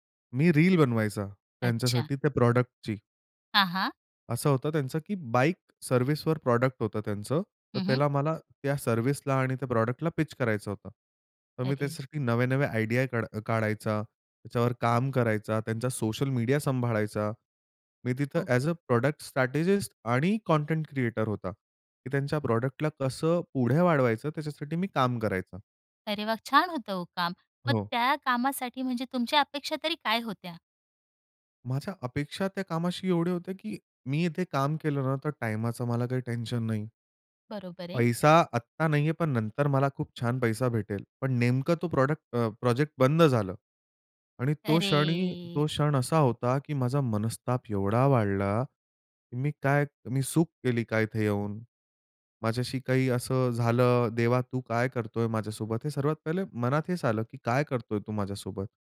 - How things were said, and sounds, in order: in English: "प्रॉडक्टची"; in English: "प्रॉडक्ट"; in English: "प्रॉडक्टला"; in English: "आयडिया"; tapping; in English: "ॲज अ प्रॉडक्ट स्ट्रॅटेजिस्ट"; in English: "प्रॉडक्टला"; in English: "प्रॉडक्ट"; drawn out: "अरे!"; "चूक" said as "सुक"; other background noise
- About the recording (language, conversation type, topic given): Marathi, podcast, एखाद्या मोठ्या अपयशामुळे तुमच्यात कोणते बदल झाले?